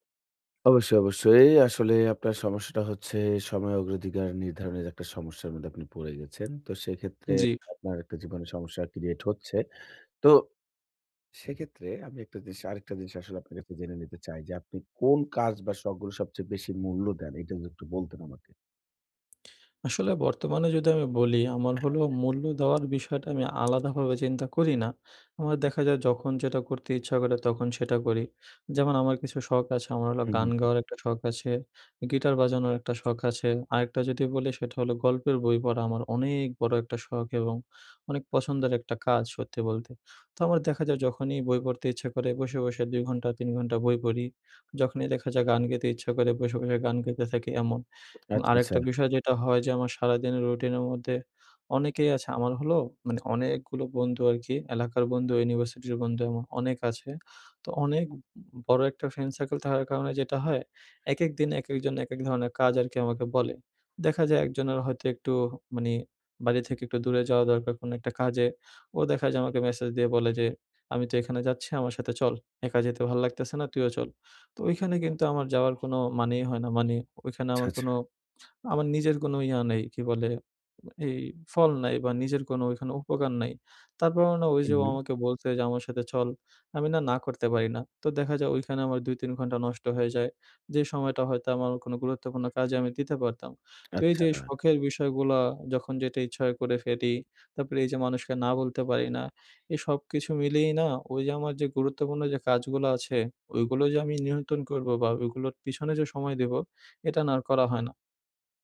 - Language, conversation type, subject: Bengali, advice, সময় ও অগ্রাধিকার নির্ধারণে সমস্যা
- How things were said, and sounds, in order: tapping; other noise; lip smack; other background noise